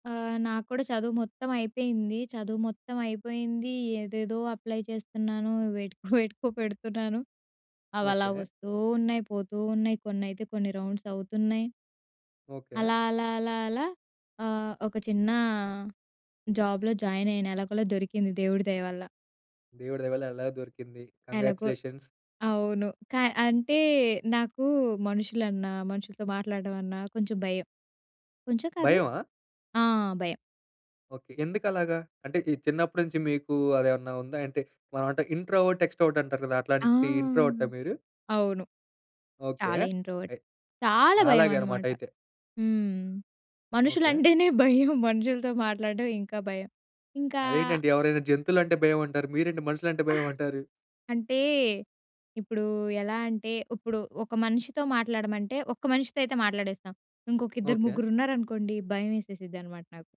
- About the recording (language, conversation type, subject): Telugu, podcast, మొదటిసారిగా మీ పనిని ఇతరులకు చూపించాల్సి వచ్చినప్పుడు మీకు ఏలాంటి ఆత్రుత లేదా భయం కలుగుతుంది?
- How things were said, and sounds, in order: in English: "అప్లై"; laughing while speaking: "వేటికో, వేటికో పెడుతున్నాను"; tapping; in English: "జాబ్‌లో"; in English: "కాంగ్రాచ్యులేషన్స్"; in English: "ఇంట్రోవర్ట్, ఎక్స్‌ట్రో‌వర్ట్"; in English: "ఇంట్రోవర్ట్"; laughing while speaking: "మనుషులంటేనే భయం. మనుషులతో మాట్లాడడం"; other noise